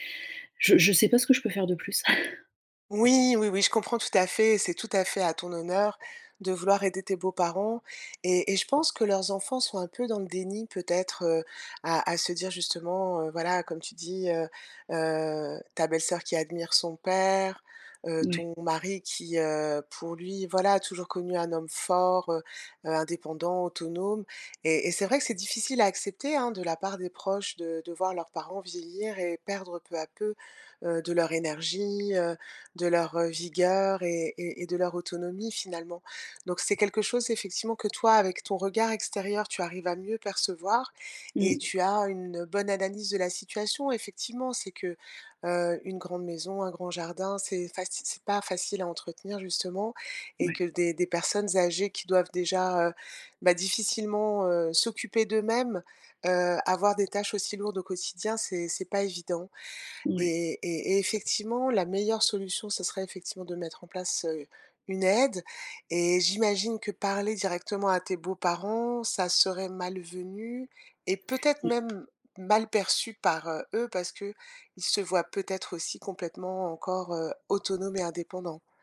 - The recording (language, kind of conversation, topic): French, advice, Comment puis-je aider un parent âgé sans créer de conflits ?
- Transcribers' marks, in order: exhale; stressed: "Oui"; tapping